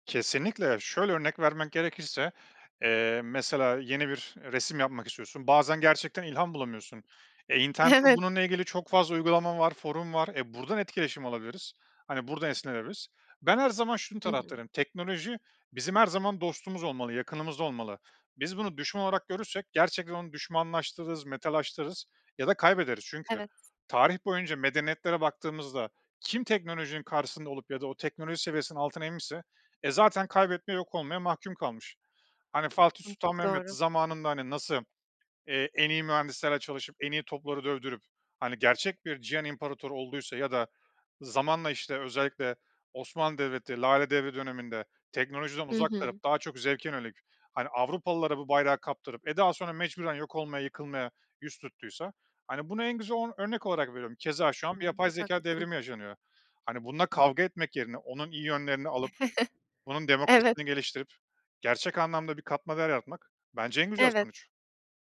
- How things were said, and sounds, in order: laughing while speaking: "Evet"; tapping; chuckle
- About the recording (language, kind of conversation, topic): Turkish, podcast, Teknoloji aile içi iletişimi sizce nasıl değiştirdi?
- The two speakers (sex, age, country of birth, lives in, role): female, 25-29, Turkey, Italy, host; male, 35-39, Turkey, Estonia, guest